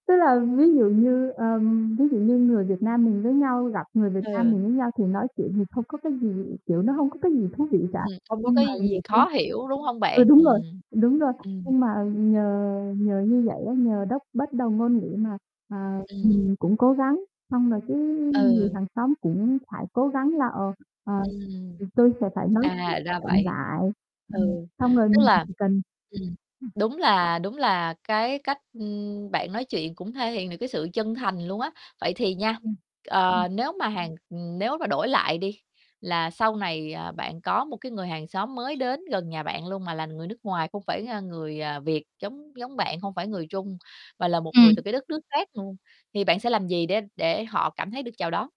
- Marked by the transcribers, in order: static; distorted speech; mechanical hum; other background noise; tapping; unintelligible speech
- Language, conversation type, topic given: Vietnamese, podcast, Bạn làm thế nào để kết nối với hàng xóm mới?